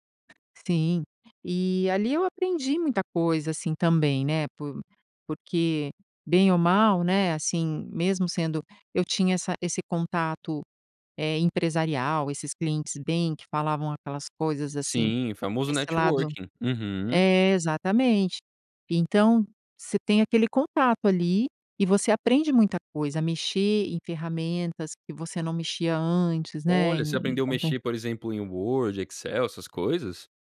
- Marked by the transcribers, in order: other background noise; in English: "networking"
- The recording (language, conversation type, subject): Portuguese, podcast, Como foi seu primeiro emprego e o que você aprendeu nele?